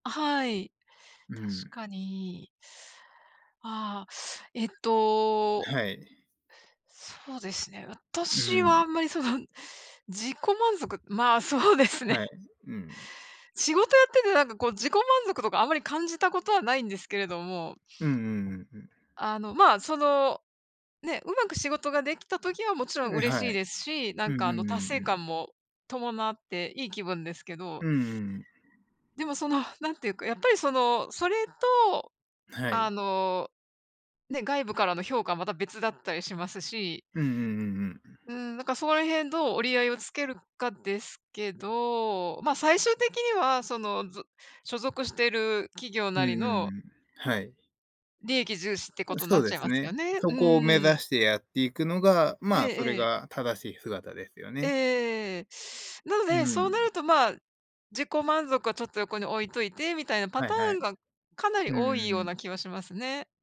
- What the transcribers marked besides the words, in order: tapping
- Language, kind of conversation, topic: Japanese, unstructured, 自己満足と他者からの評価のどちらを重視すべきだと思いますか？